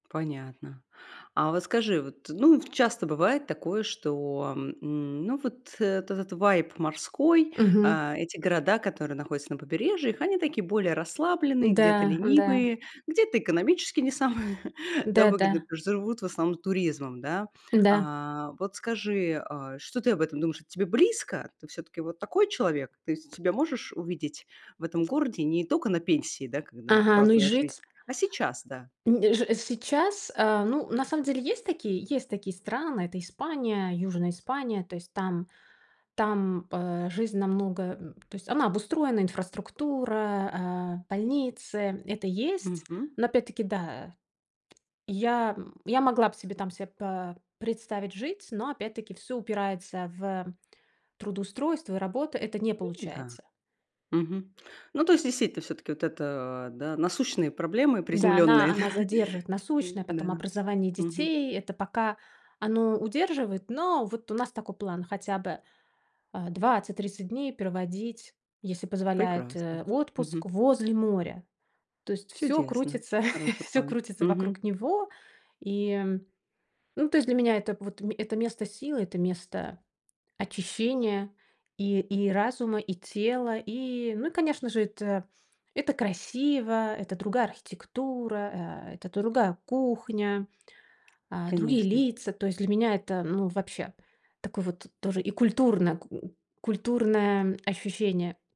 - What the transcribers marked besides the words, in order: tapping; laughing while speaking: "самые"; other background noise; laughing while speaking: "да?"; chuckle
- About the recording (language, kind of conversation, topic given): Russian, podcast, Есть ли место, где ты почувствовал себя по‑настоящему живым?
- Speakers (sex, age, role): female, 35-39, host; female, 45-49, guest